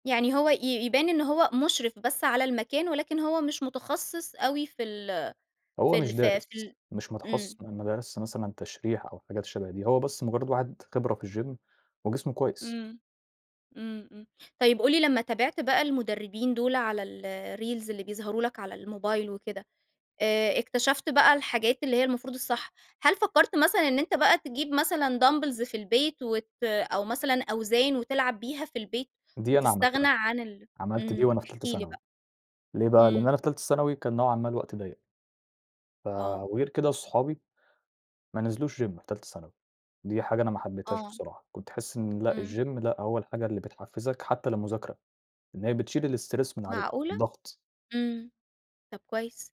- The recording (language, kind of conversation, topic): Arabic, podcast, إزاي بتحفّز نفسك إنك تلتزم بالتمرين؟
- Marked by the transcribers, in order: in English: "الgym"; in English: "الreels"; in English: "دامبلز"; in English: "gym"; in English: "الgym"; in English: "الstress"